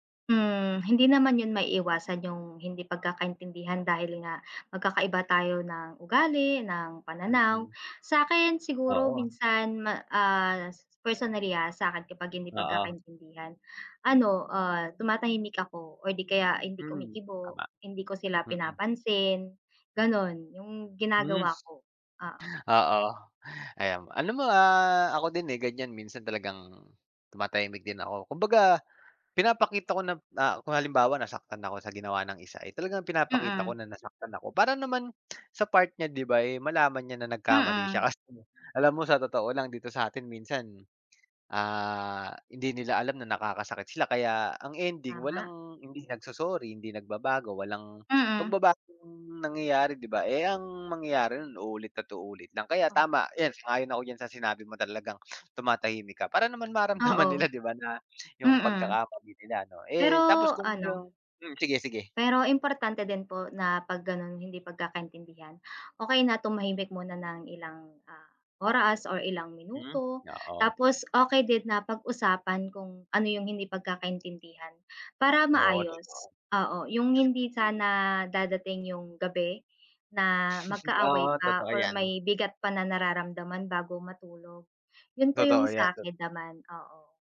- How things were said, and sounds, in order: tapping; other background noise; sniff; laughing while speaking: "nila"; chuckle
- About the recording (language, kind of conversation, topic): Filipino, unstructured, Paano mo ipinapakita ang pagmamahal sa iyong pamilya araw-araw?